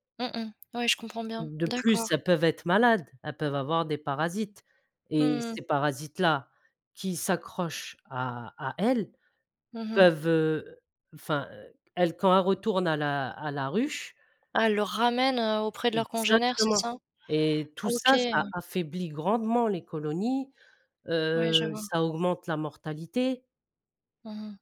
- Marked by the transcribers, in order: none
- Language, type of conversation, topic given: French, podcast, Pourquoi, selon toi, les abeilles sont-elles si importantes pour tout le monde ?